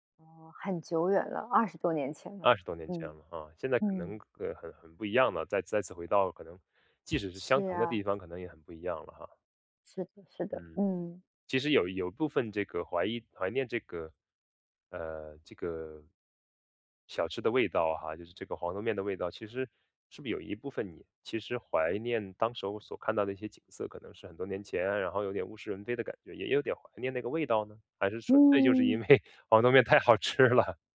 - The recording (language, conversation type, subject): Chinese, podcast, 你有没有特别怀念的街头小吃？
- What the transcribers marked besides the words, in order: other background noise; laughing while speaking: "因为"; laughing while speaking: "太好吃了？"